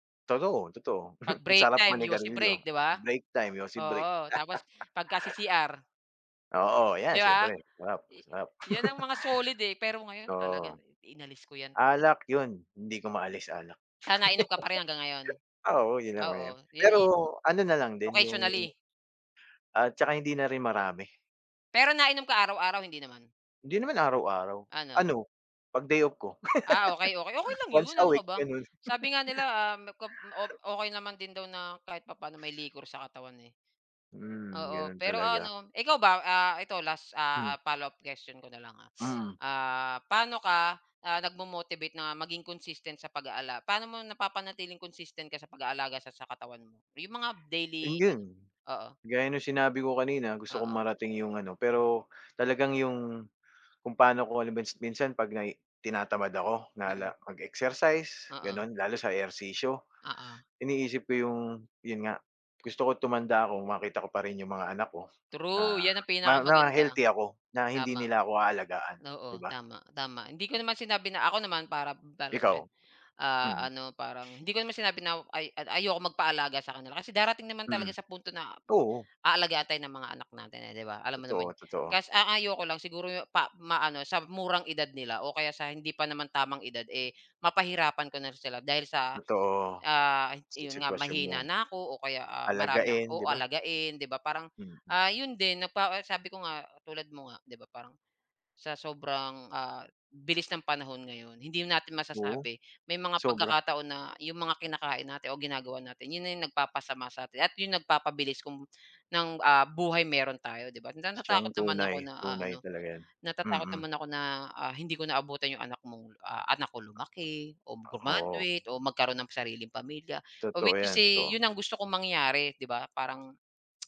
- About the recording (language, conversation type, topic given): Filipino, unstructured, Ano ang ginagawa mo para manatiling malusog ang katawan mo?
- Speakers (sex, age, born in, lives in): male, 35-39, Philippines, Philippines; male, 45-49, Philippines, Philippines
- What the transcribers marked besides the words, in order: chuckle; chuckle; chuckle; chuckle; laugh; other background noise; chuckle; background speech; other noise; sniff; tapping